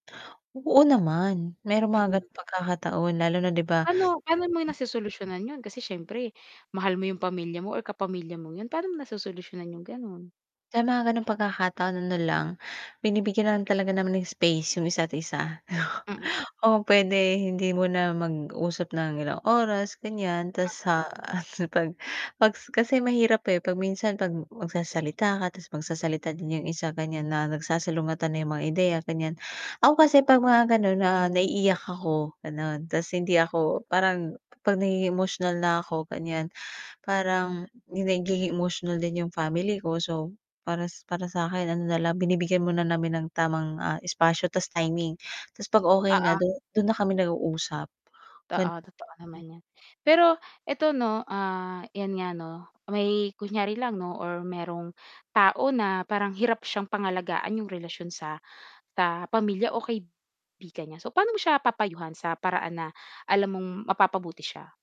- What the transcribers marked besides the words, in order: mechanical hum; distorted speech; static; other noise; chuckle; tapping
- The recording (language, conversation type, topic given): Filipino, podcast, Paano mo pinapangalagaan ang ugnayan mo sa pamilya o mga kaibigan?